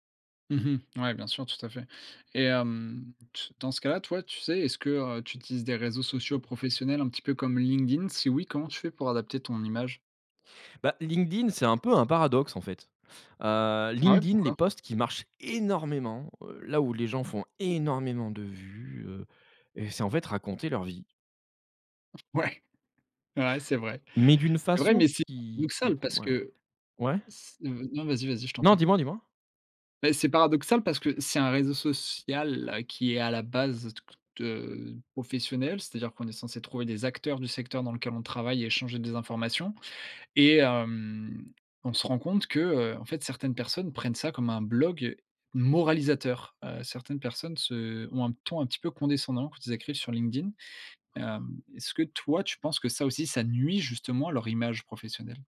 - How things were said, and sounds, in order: stressed: "énormément"; stressed: "énormément"; tapping; laughing while speaking: "Ouais !"; drawn out: "hem"; stressed: "moralisateur"
- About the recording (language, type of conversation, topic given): French, podcast, Comment garder une image professionnelle tout en restant soi-même en ligne ?